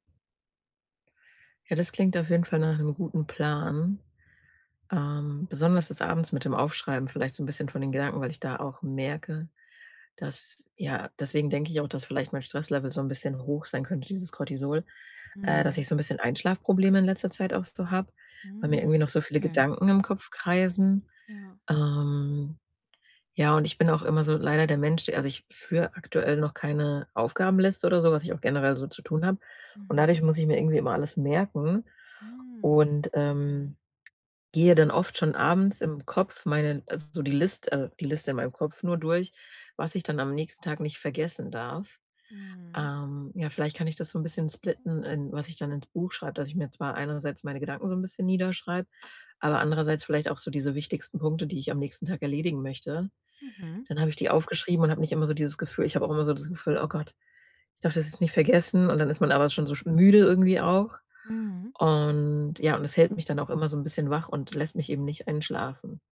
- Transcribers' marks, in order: other background noise
- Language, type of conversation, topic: German, advice, Wie kann ich eine einfache tägliche Achtsamkeitsroutine aufbauen und wirklich beibehalten?